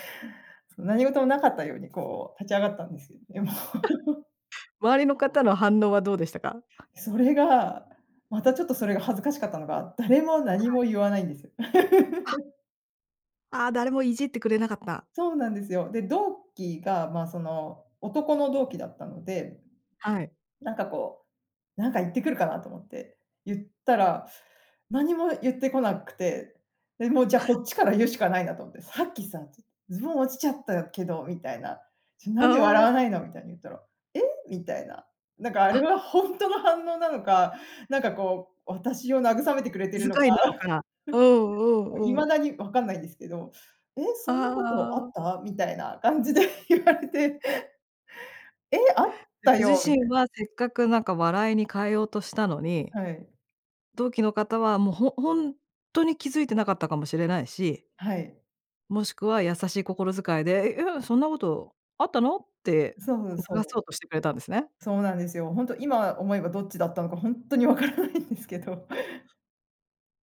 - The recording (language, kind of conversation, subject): Japanese, podcast, あなたがこれまでで一番恥ずかしかった経験を聞かせてください。
- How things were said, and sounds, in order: laughing while speaking: "いや、もう"; giggle; laugh; laugh; giggle; other noise; giggle; laughing while speaking: "感じで言われて"; laughing while speaking: "わからないんですけど"; laugh